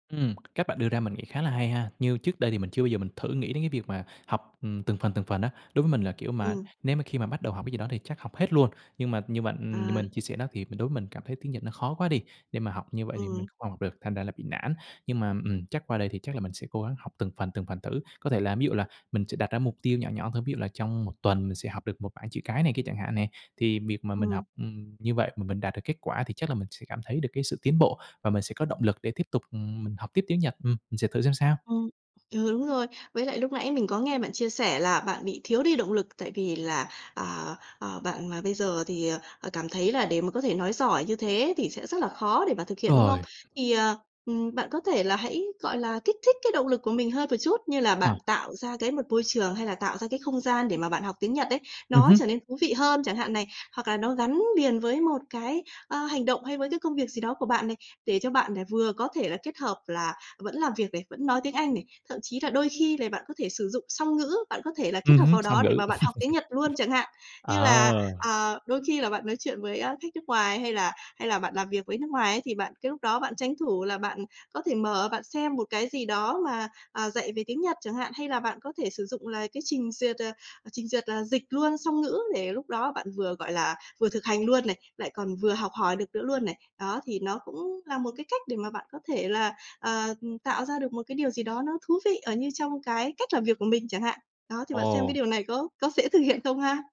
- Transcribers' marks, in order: other noise; tapping; laugh
- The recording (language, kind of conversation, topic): Vietnamese, advice, Làm sao để bắt đầu theo đuổi mục tiêu cá nhân khi tôi thường xuyên trì hoãn?